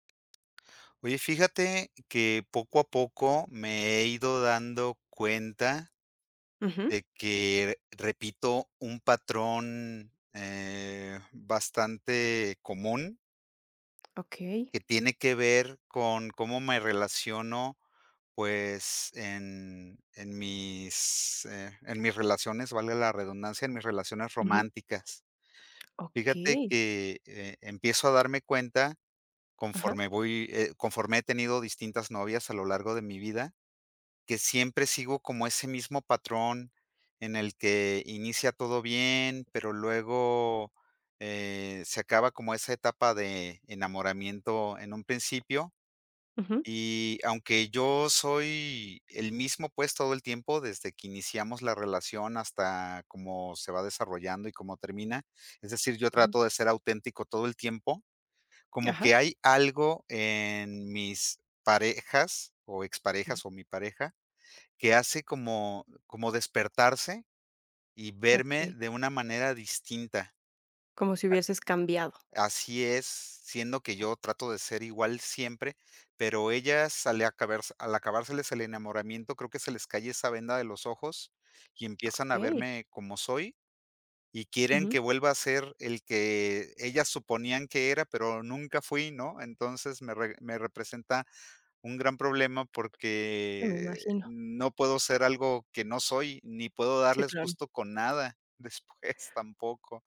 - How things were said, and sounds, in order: tapping; other noise; other background noise; laughing while speaking: "después"
- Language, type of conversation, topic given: Spanish, advice, ¿Por qué repito relaciones románticas dañinas?